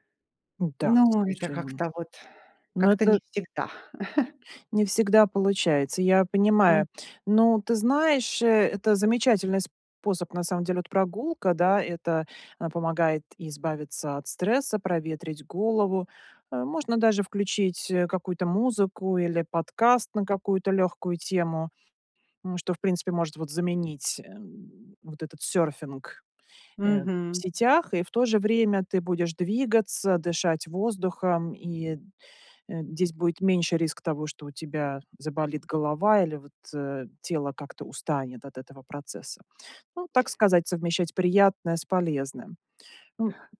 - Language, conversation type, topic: Russian, advice, Как мне сократить вечернее время за экраном и меньше сидеть в интернете?
- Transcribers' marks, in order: tapping; chuckle